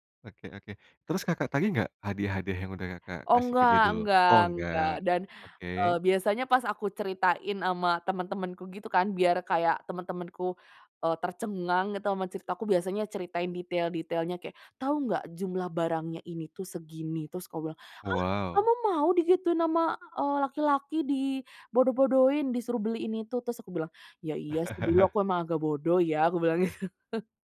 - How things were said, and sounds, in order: other background noise; laugh; laughing while speaking: "gitu"
- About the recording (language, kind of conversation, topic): Indonesian, podcast, Bagaimana kamu mengubah pengalaman pribadi menjadi cerita yang menarik?